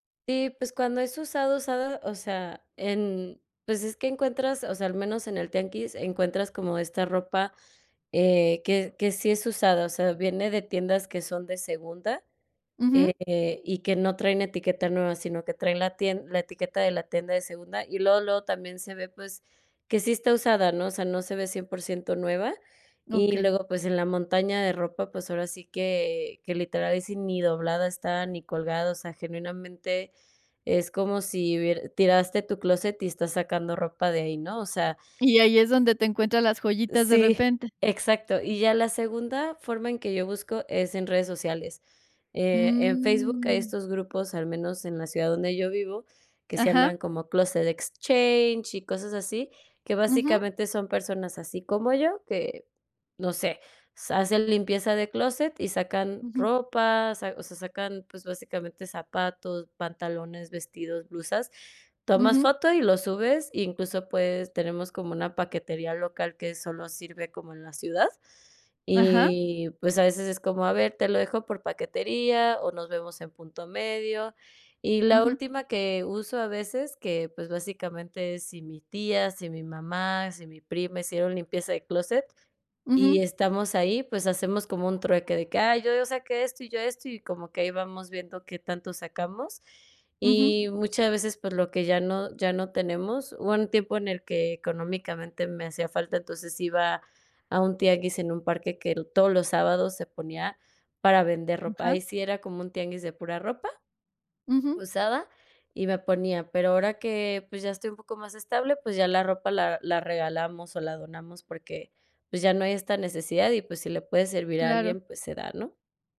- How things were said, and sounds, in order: in English: "Closet Exchanges"
- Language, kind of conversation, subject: Spanish, podcast, ¿Qué opinas sobre comprar ropa de segunda mano?